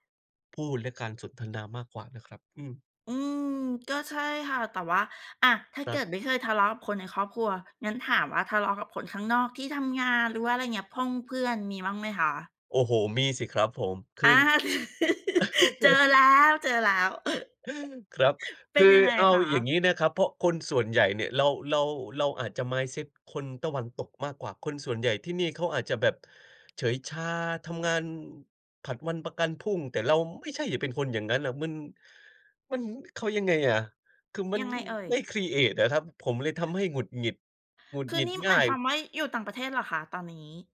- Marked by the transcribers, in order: laugh; laughing while speaking: "เจอแล้ว ๆ"; laugh; tapping
- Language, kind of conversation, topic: Thai, unstructured, เวลาทะเลาะกับคนในครอบครัว คุณทำอย่างไรให้ใจเย็นลง?